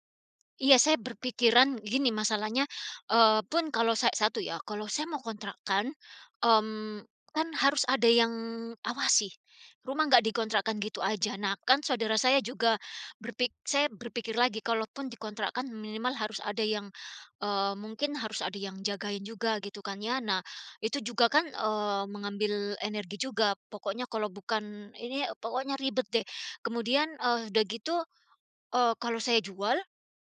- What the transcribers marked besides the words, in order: none
- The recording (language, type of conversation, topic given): Indonesian, advice, Apakah Anda sedang mempertimbangkan untuk menjual rumah agar bisa hidup lebih sederhana, atau memilih mempertahankan properti tersebut?